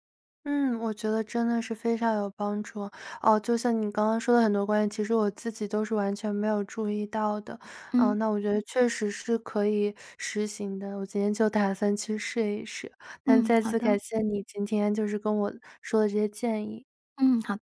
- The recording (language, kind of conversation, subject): Chinese, advice, 你经常半夜醒来后很难再睡着吗？
- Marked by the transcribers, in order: none